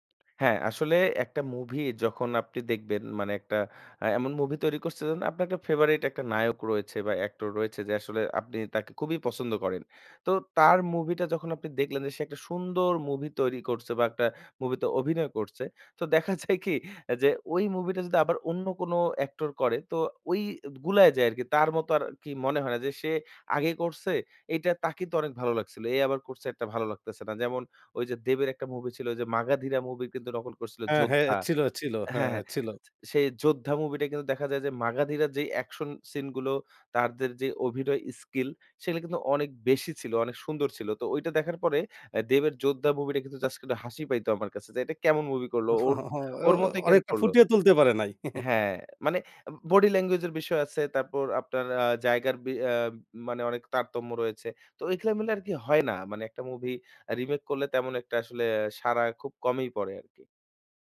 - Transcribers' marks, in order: alarm; scoff; "তাকেই" said as "তাকি"; in English: "অ্যাকশন সিন"; "জাস্ট" said as "জাস"; chuckle; chuckle; in English: "বডি ল্যাঙ্গুয়েজ"
- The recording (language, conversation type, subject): Bengali, podcast, রিমেক কি ভালো, না খারাপ—আপনি কেন এমন মনে করেন?